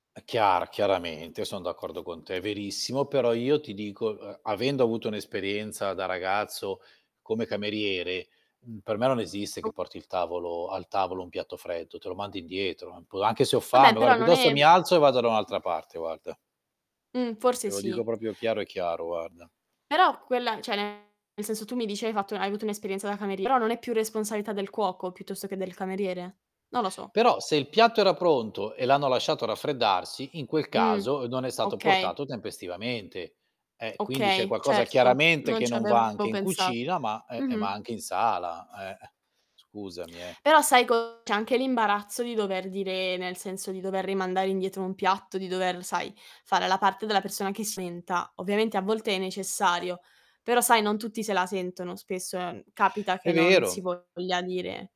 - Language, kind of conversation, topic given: Italian, unstructured, Come reagisci se il cibo ti viene servito freddo o preparato male?
- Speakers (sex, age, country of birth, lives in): female, 20-24, Italy, Italy; male, 50-54, Italy, Italy
- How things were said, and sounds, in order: static; tapping; other background noise; "proprio" said as "propio"; "cioè" said as "Ceh"; distorted speech